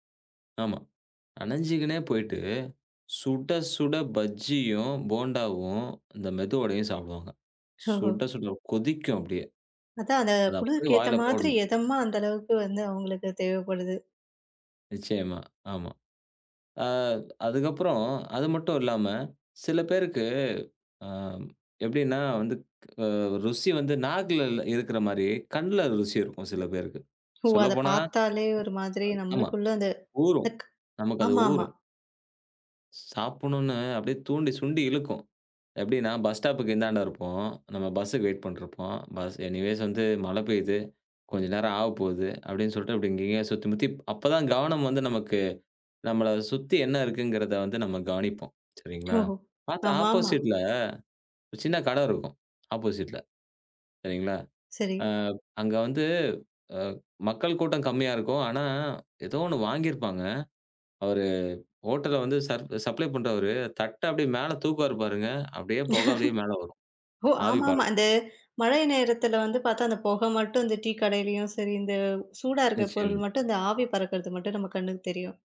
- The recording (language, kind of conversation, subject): Tamil, podcast, மழைக்காலம் வந்தால் நமது உணவுக் கலாச்சாரம் மாறுகிறது என்று உங்களுக்குத் தோன்றுகிறதா?
- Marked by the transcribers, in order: unintelligible speech; other background noise; in English: "எனிவேஸ்"; in English: "ஆப்போசிட்ல"; in English: "ஆப்போசிட்ல"; chuckle